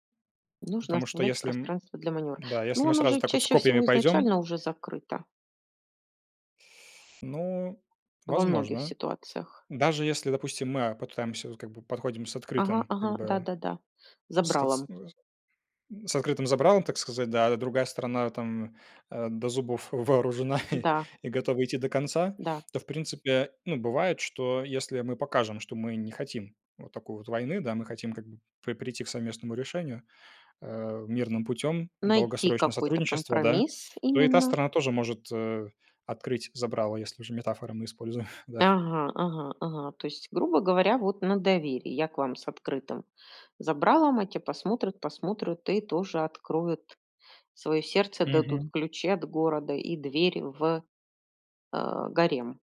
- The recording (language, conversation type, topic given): Russian, unstructured, Что для тебя значит компромисс?
- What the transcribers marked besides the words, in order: chuckle; laughing while speaking: "используем. Да"